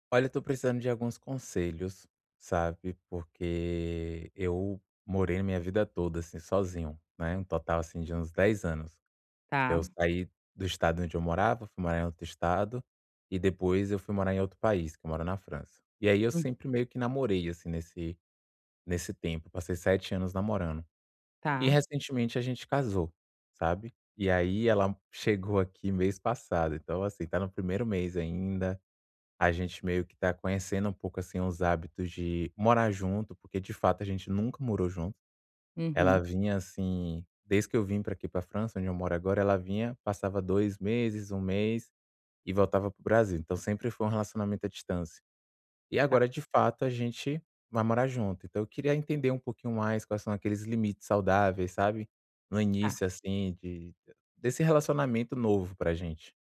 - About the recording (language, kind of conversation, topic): Portuguese, advice, Como estabelecer limites saudáveis no início de um relacionamento?
- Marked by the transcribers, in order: none